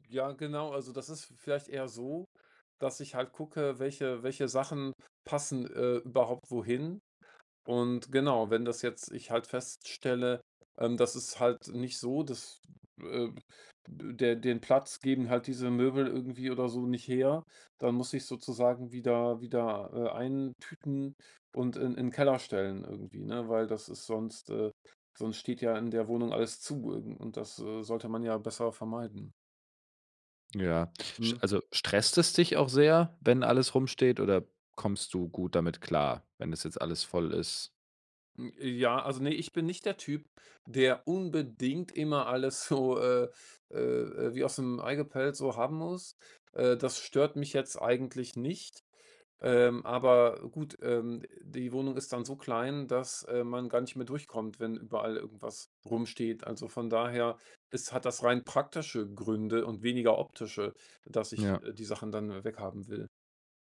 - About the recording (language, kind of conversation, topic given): German, podcast, Wie schaffst du mehr Platz in kleinen Räumen?
- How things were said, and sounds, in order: none